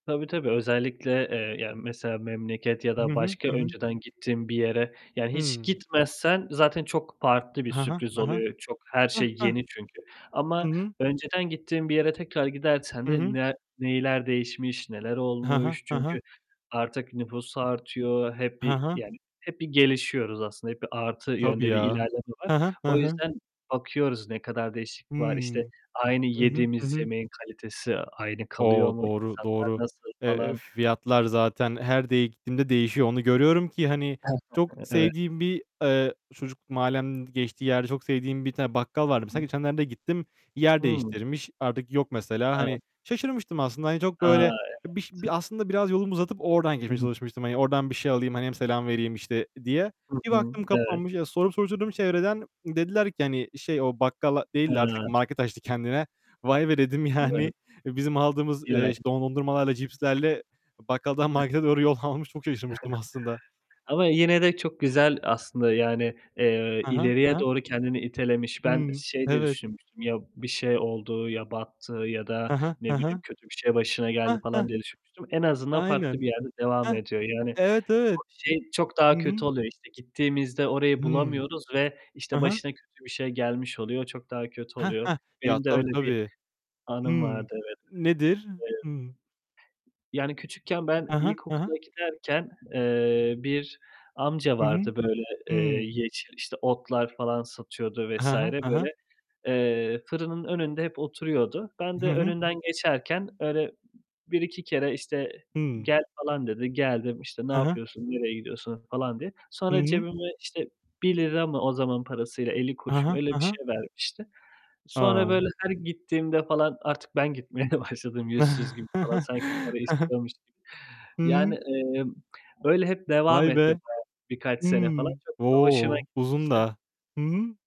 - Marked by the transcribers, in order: distorted speech; giggle; tapping; other background noise; static; unintelligible speech; unintelligible speech; chuckle; other noise; laughing while speaking: "başladım"; chuckle
- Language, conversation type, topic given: Turkish, unstructured, Yolculuklarda sizi en çok ne şaşırtır?